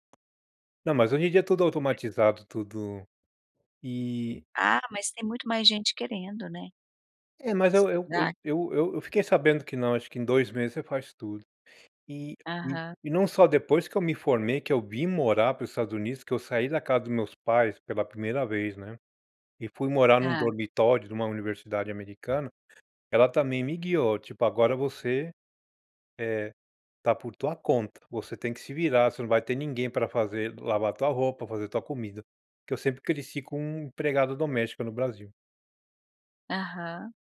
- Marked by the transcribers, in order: tapping; other background noise
- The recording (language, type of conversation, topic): Portuguese, podcast, Que conselhos você daria a quem está procurando um bom mentor?